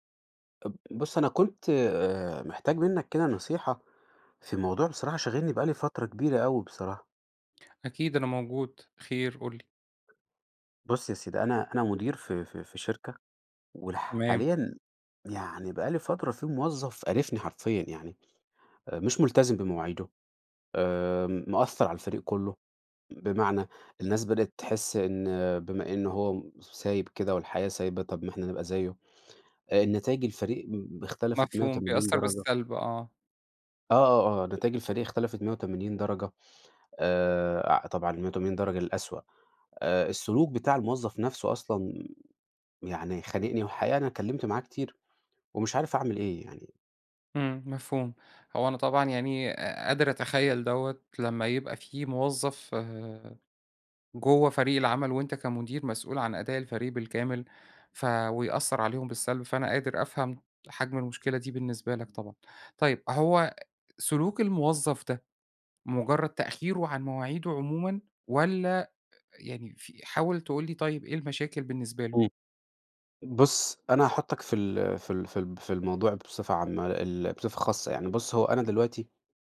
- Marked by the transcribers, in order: tapping
- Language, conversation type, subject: Arabic, advice, إزاي أواجه موظف مش ملتزم وده بيأثر على أداء الفريق؟